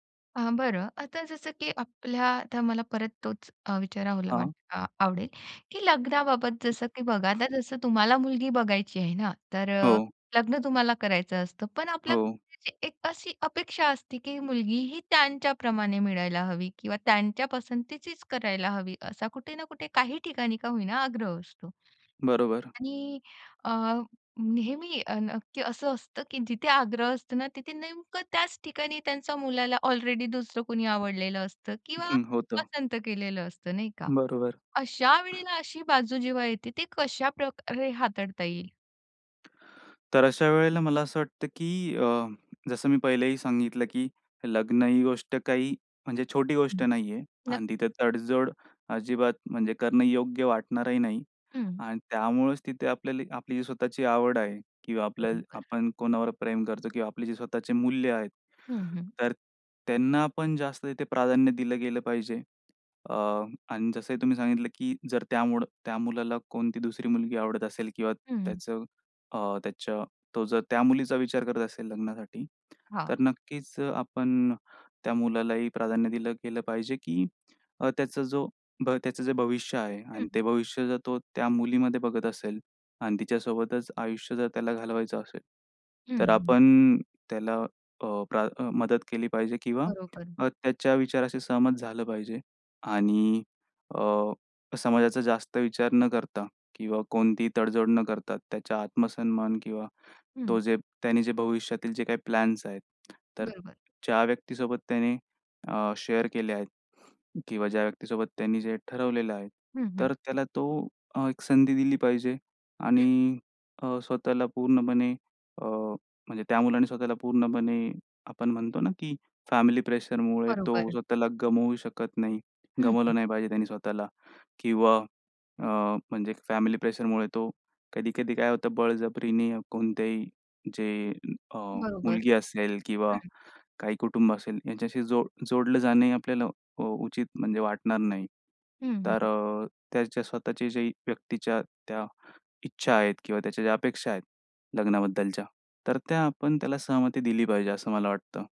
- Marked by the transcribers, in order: other background noise; tapping; chuckle; in English: "शेअर"
- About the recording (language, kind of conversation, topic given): Marathi, podcast, लग्नाबाबत कुटुंबाच्या अपेक्षा आणि व्यक्तीच्या इच्छा कशा जुळवायला हव्यात?